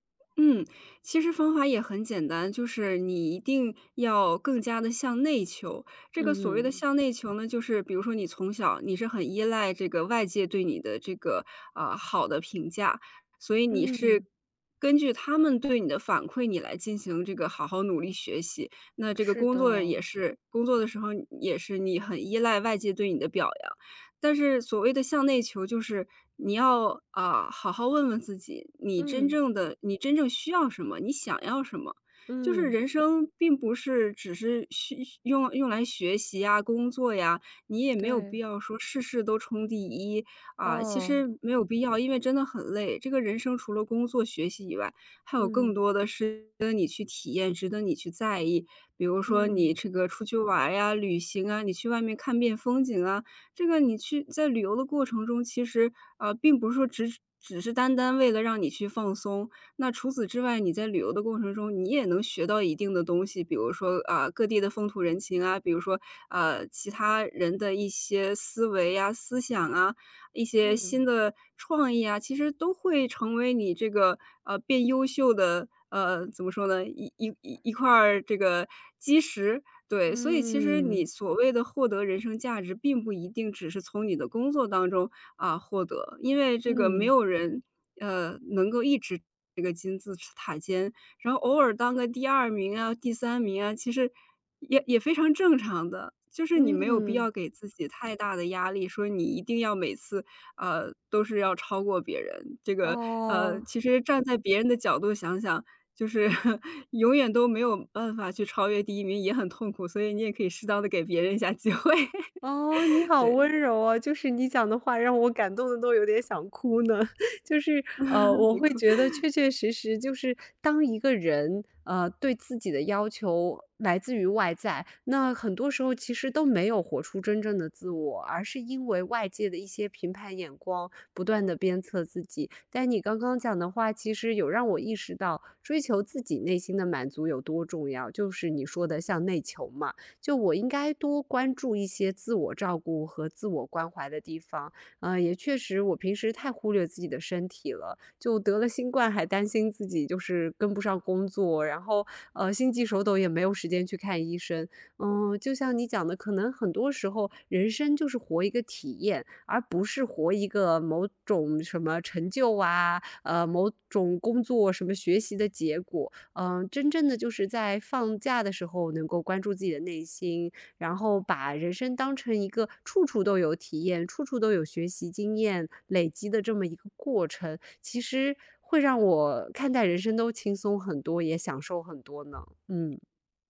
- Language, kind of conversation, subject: Chinese, advice, 为什么我复工后很快又会回到过度工作模式？
- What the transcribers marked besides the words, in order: tapping; other background noise; laughing while speaking: "就是"; laughing while speaking: "机会"; laugh; chuckle